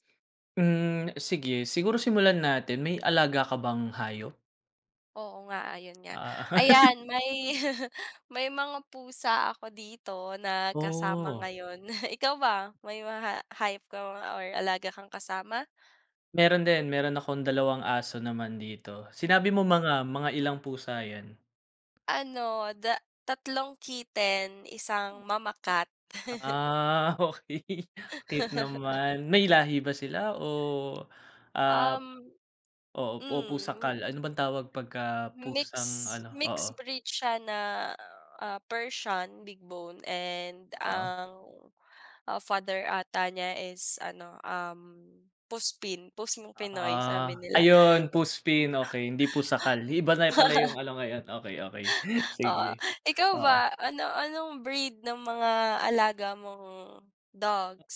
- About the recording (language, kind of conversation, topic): Filipino, unstructured, Bakit mahalaga ang pagpapabakuna sa mga alagang hayop?
- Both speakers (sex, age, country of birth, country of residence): female, 25-29, Philippines, Philippines; male, 30-34, Philippines, Philippines
- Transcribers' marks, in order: chuckle; chuckle; chuckle; chuckle; other background noise